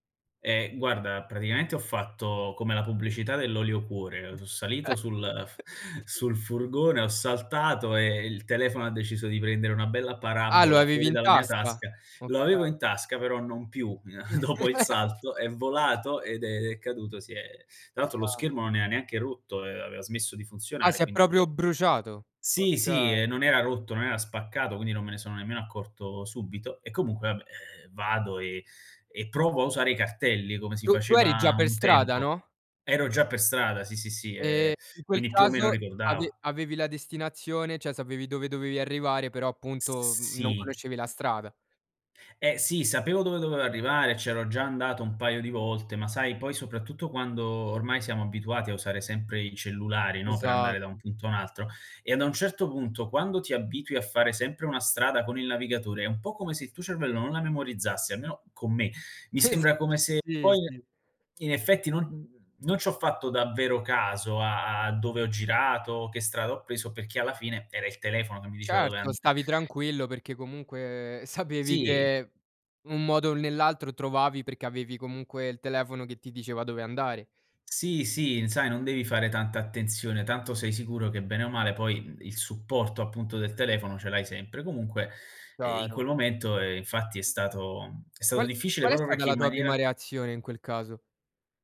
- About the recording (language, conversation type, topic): Italian, podcast, Come hai ritrovato la strada senza usare il telefono?
- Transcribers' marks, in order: other background noise; chuckle; laughing while speaking: "n Dopo"; laugh; "era" said as "ea"; "cioè" said as "ceh"; chuckle; tapping; laughing while speaking: "sapevi"